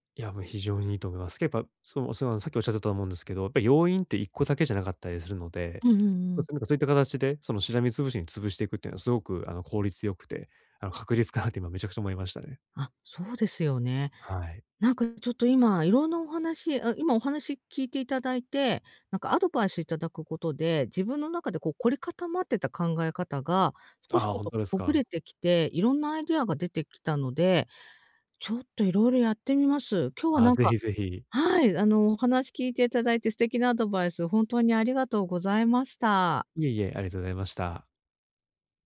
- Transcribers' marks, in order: none
- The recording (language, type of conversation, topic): Japanese, advice, 睡眠の質を高めて朝にもっと元気に起きるには、どんな習慣を見直せばいいですか？